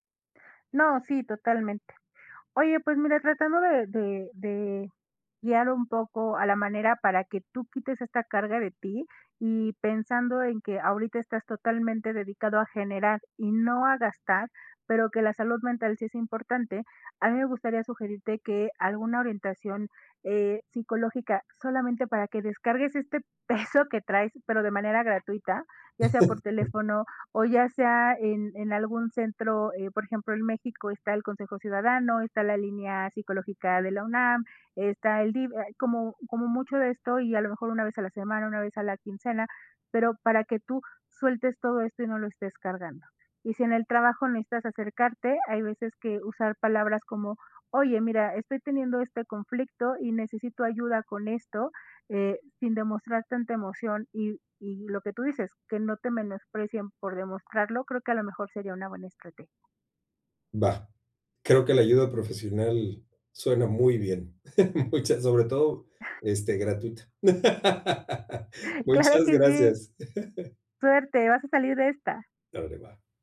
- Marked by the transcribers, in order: chuckle; laughing while speaking: "Muchas"; other background noise; laugh; chuckle
- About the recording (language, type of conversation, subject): Spanish, advice, ¿Cómo puedo pedir apoyo emocional sin sentirme débil?